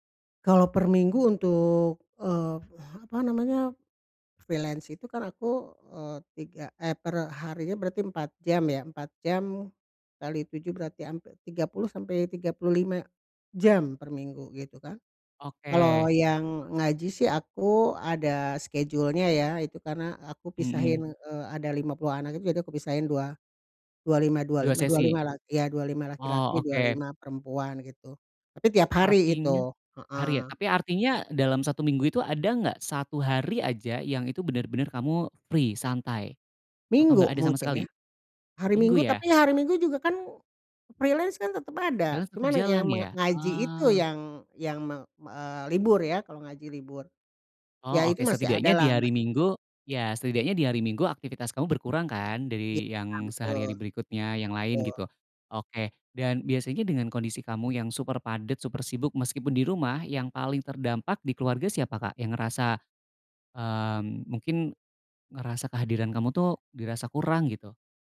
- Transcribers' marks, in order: in English: "freelance"; in English: "schedule-nya"; other background noise; in English: "free"; in English: "freelance"; in English: "Freelance"
- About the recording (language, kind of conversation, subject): Indonesian, advice, Bagaimana saya bisa menyeimbangkan tuntutan pekerjaan dan waktu untuk keluarga?